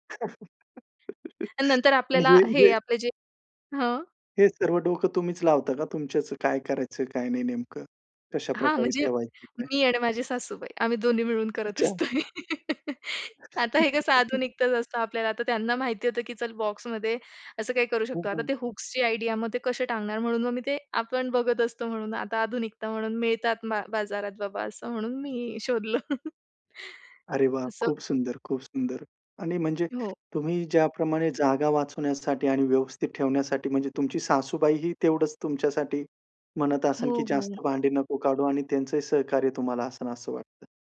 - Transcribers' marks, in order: chuckle; laughing while speaking: "करत असतो हे"; chuckle; laugh; chuckle; tapping
- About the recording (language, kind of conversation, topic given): Marathi, podcast, किचनमध्ये जागा वाचवण्यासाठी काय करता?